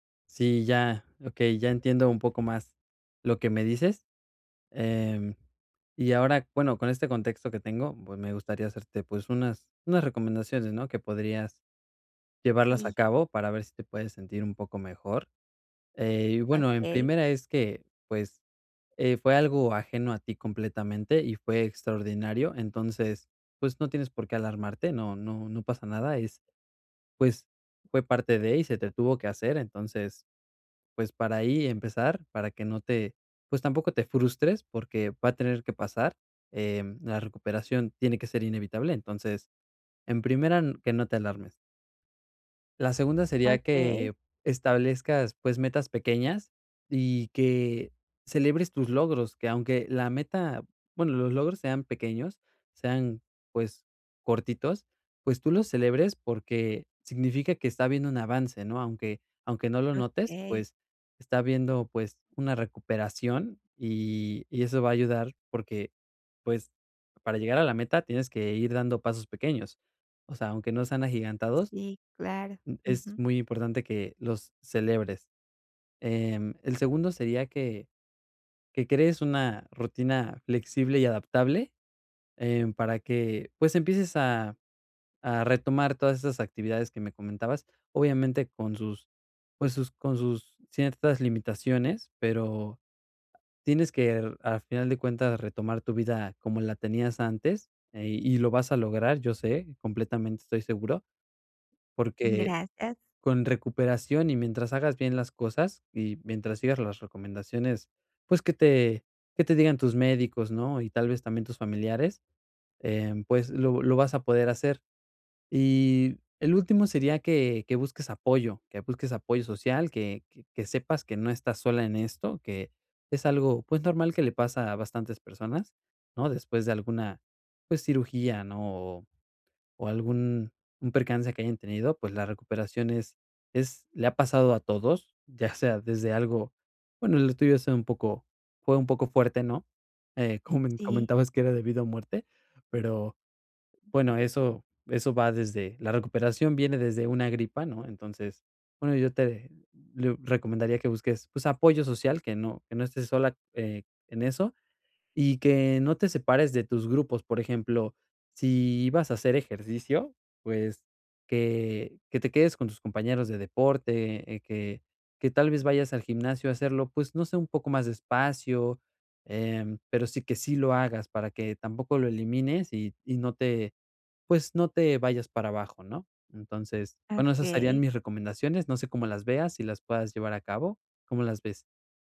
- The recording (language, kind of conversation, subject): Spanish, advice, ¿Cómo puedo mantenerme motivado durante la recuperación de una lesión?
- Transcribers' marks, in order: laughing while speaking: "como me en comentabas que"